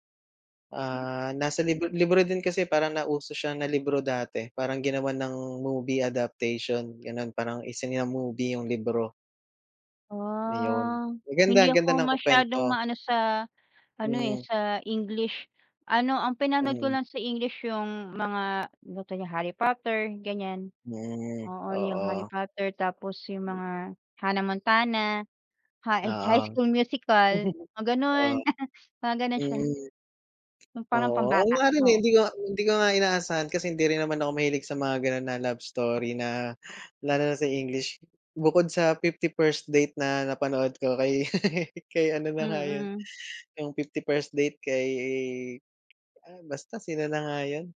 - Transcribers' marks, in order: in English: "movie adaptation"; chuckle; giggle; chuckle
- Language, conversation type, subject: Filipino, unstructured, Ano ang nararamdaman mo kapag nanonood ka ng dramang palabas o romansa?